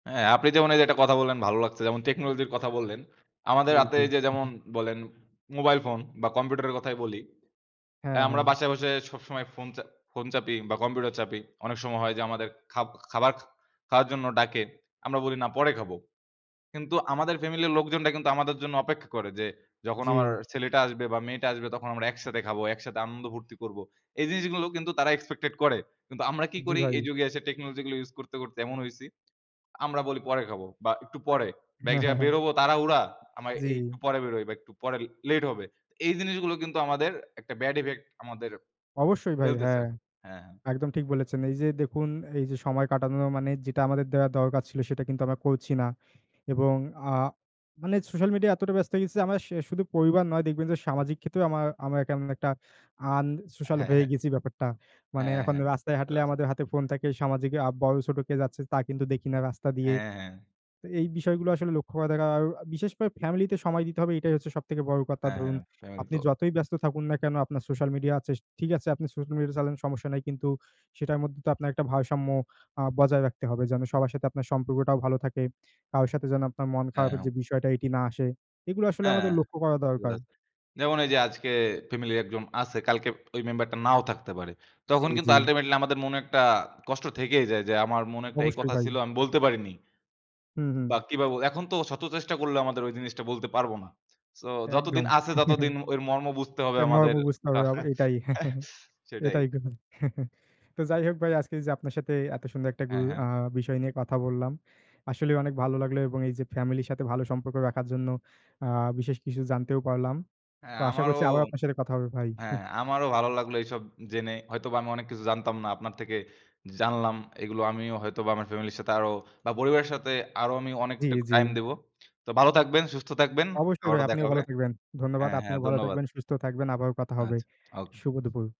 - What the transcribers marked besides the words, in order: other background noise; "তাড়াহুড়া" said as "তারাউরা"; unintelligible speech; unintelligible speech; "আছে" said as "আছেস"; chuckle; "ওর" said as "ওইর"; chuckle
- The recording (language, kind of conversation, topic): Bengali, unstructured, পরিবারের সঙ্গে সময় কাটানো কেন গুরুত্বপূর্ণ?